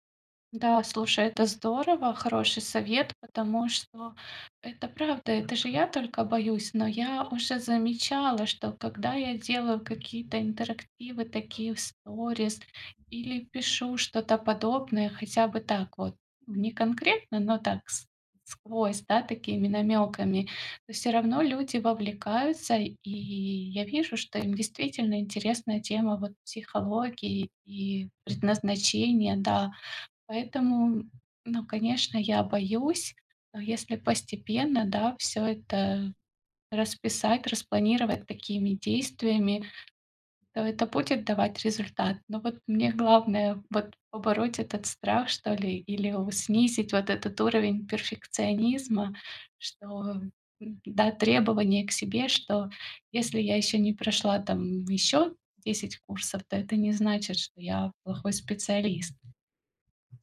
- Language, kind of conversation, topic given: Russian, advice, Что делать, если из-за перфекционизма я чувствую себя ничтожным, когда делаю что-то не идеально?
- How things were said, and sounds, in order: other background noise